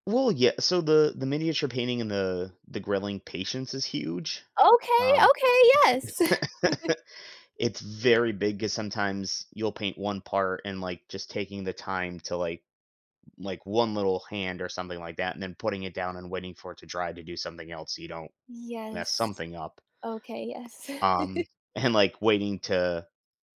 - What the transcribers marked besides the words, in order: laugh; chuckle; chuckle; laughing while speaking: "and"
- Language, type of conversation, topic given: English, unstructured, What is your best memory related to your favorite hobby?
- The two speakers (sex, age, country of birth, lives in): male, 35-39, United States, United States; other, 30-34, United States, United States